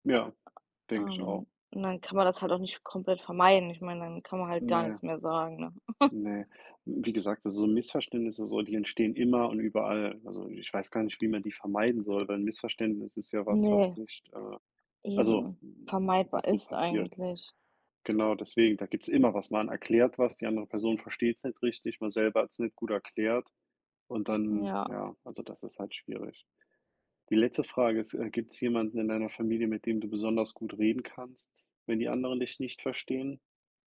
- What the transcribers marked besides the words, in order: other background noise; chuckle; tapping
- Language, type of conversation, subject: German, unstructured, Was tust du, wenn du das Gefühl hast, dass deine Familie dich nicht versteht?
- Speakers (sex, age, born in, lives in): female, 25-29, Germany, United States; male, 30-34, Germany, United States